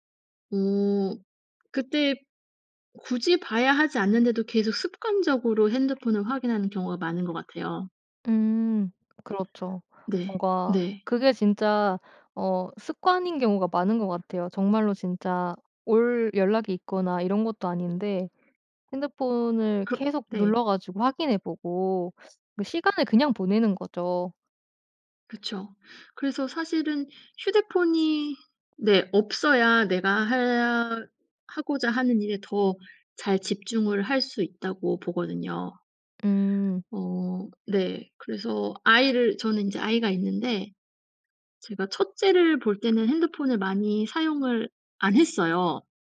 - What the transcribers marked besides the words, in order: other background noise
- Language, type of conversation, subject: Korean, podcast, 휴대폰 없이도 잘 집중할 수 있나요?